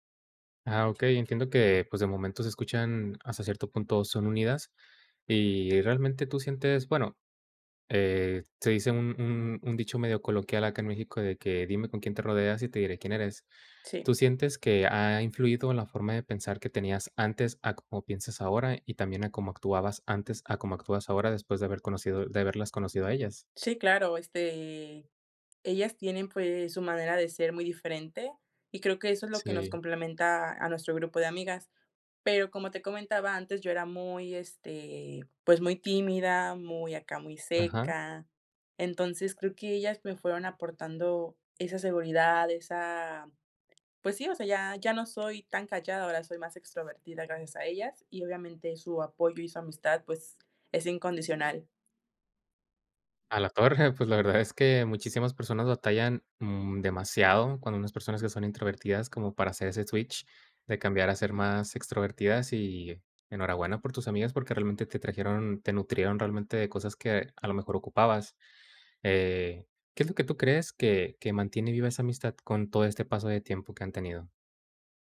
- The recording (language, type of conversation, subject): Spanish, podcast, ¿Puedes contarme sobre una amistad que cambió tu vida?
- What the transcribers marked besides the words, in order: other background noise; tapping; chuckle